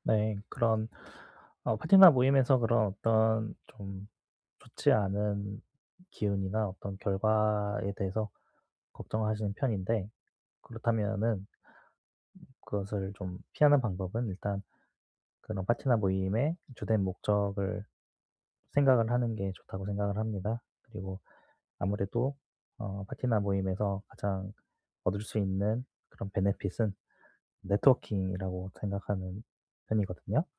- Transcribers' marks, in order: in English: "베네핏은"
- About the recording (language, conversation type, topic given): Korean, advice, 파티나 모임에서 어색함을 자주 느끼는데 어떻게 하면 자연스럽게 어울릴 수 있을까요?